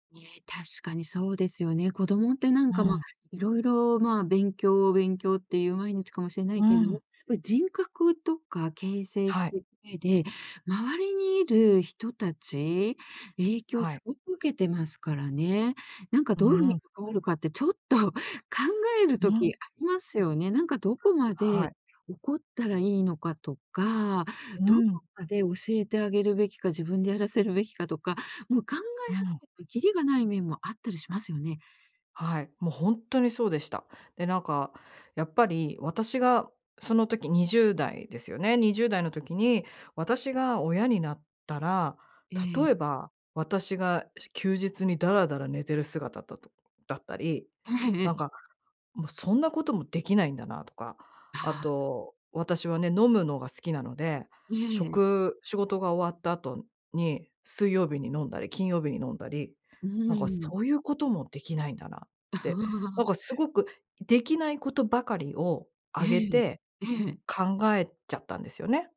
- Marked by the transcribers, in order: tapping; laughing while speaking: "ええ ええ"; laughing while speaking: "ああ"
- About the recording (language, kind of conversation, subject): Japanese, podcast, 子どもを持つか迷ったとき、どう考えた？